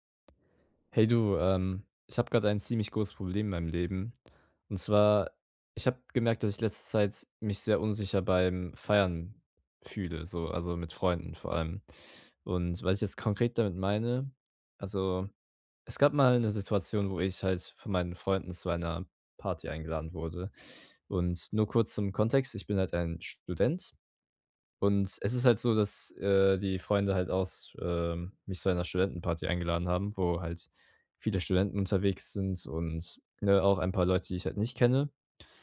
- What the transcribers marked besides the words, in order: none
- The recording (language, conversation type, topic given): German, advice, Wie kann ich mich beim Feiern mit Freunden sicherer fühlen?